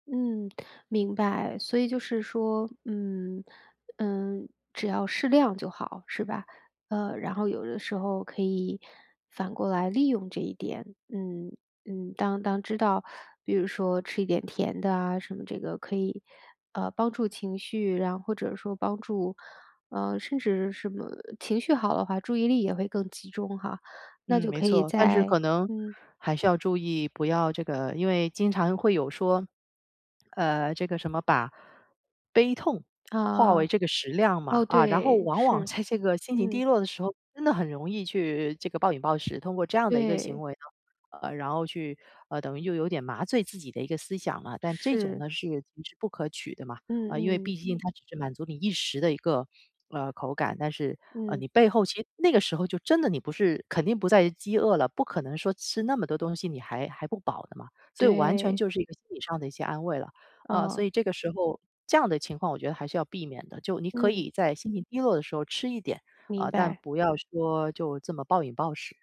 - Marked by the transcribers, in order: swallow; laughing while speaking: "在这个"
- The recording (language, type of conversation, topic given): Chinese, podcast, 你平常如何区分饥饿和只是想吃东西？